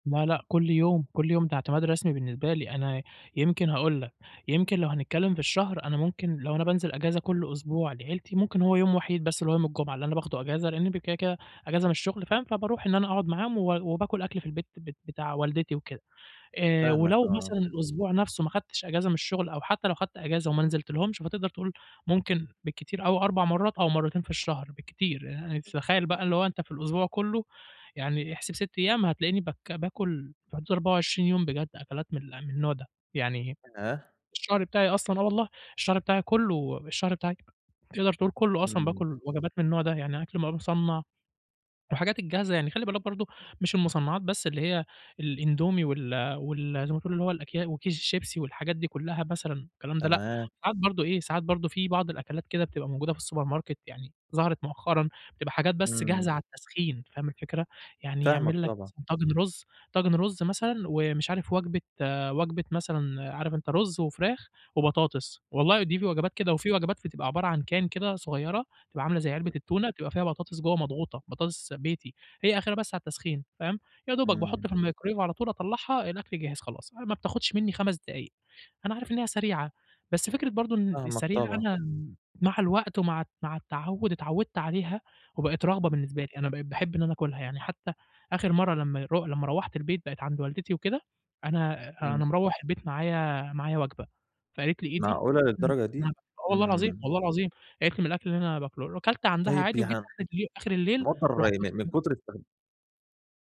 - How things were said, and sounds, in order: unintelligible speech; unintelligible speech; in English: "السوبر ماركت"; in English: "can"; unintelligible speech; unintelligible speech
- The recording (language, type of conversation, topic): Arabic, advice, إزاي أقدر أتحكم في رغبتي إني آكل أكل مُصنَّع؟